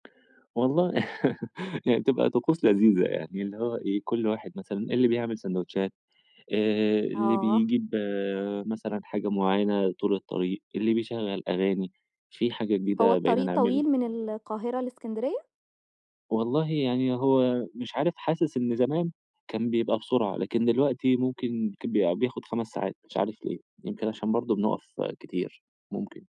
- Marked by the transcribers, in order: chuckle
- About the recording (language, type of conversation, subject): Arabic, podcast, إيه أكتر مدينة سحرتك وليه؟